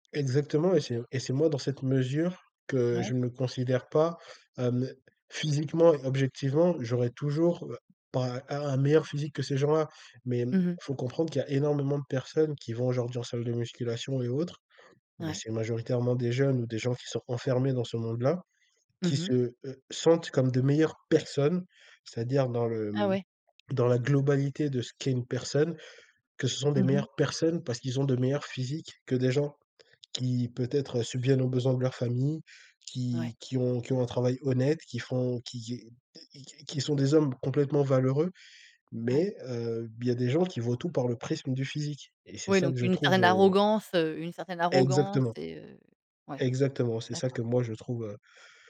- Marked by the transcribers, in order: other background noise; stressed: "personnes"
- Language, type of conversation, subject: French, podcast, Qu’est-ce qui t’aide à rester authentique pendant une transformation ?